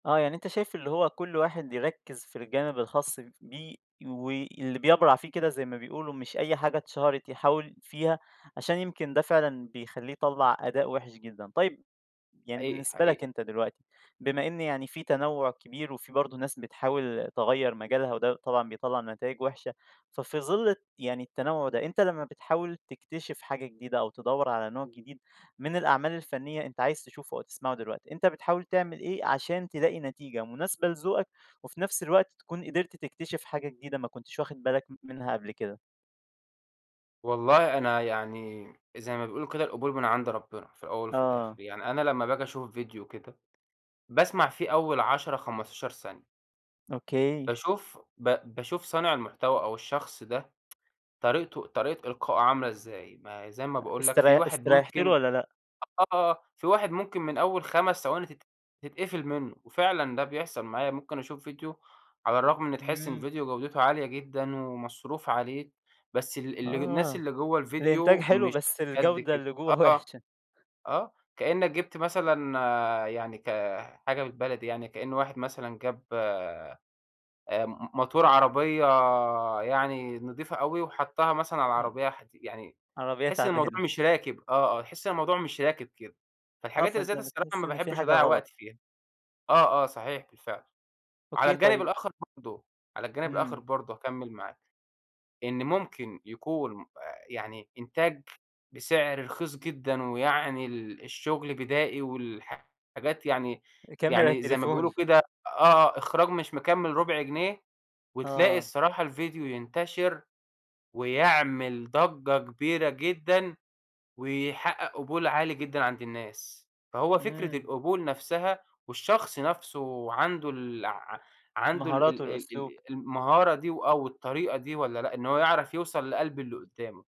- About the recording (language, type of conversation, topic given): Arabic, podcast, إزاي بتحس إن السوشيال ميديا غيّرت طريقة اكتشافك للأعمال الفنية؟
- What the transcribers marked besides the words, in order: tsk; laughing while speaking: "وحشة"; other background noise; tapping